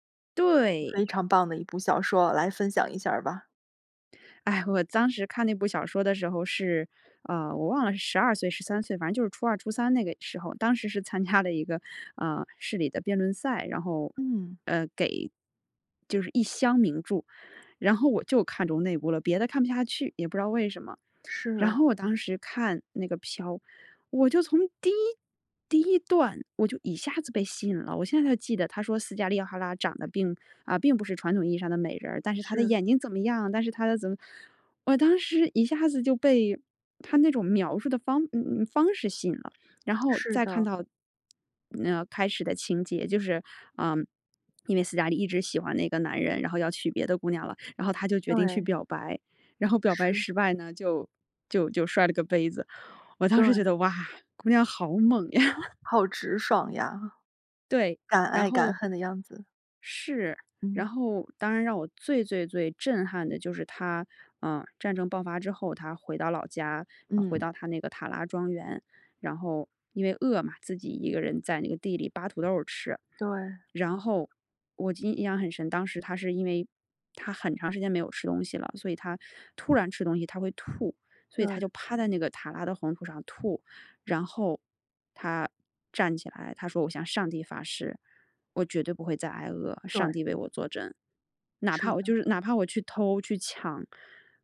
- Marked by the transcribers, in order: other background noise; laughing while speaking: "加"; laughing while speaking: "呀"; laugh; tapping
- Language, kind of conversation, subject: Chinese, podcast, 有没有一部作品改变过你的人生态度？